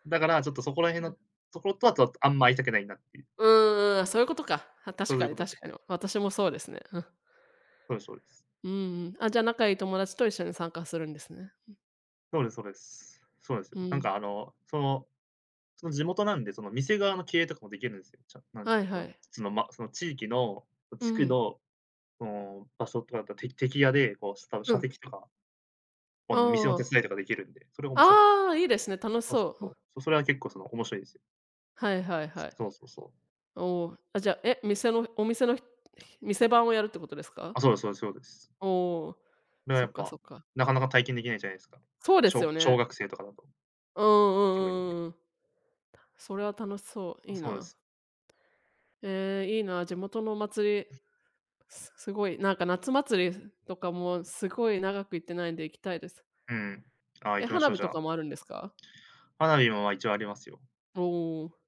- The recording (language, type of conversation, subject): Japanese, unstructured, あなたの町でいちばん好きなイベントは何ですか？
- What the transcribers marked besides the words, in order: tapping; other background noise